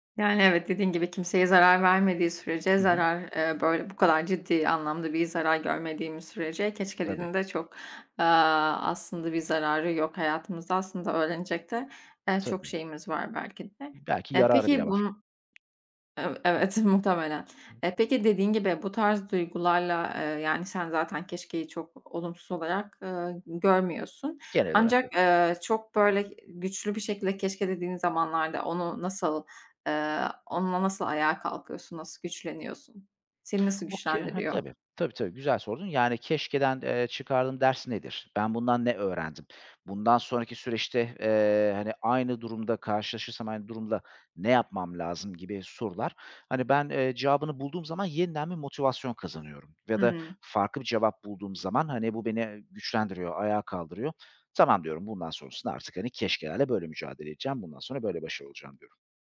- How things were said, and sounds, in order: tapping; in English: "Okay"
- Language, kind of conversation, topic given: Turkish, podcast, Pişmanlık uyandıran anılarla nasıl başa çıkıyorsunuz?